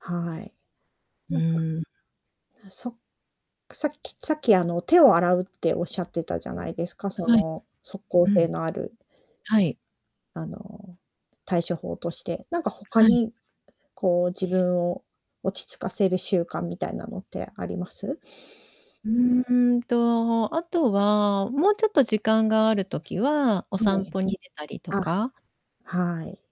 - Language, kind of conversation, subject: Japanese, podcast, 落ち込んだとき、あなたはどうやって立ち直りますか？
- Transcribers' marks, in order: distorted speech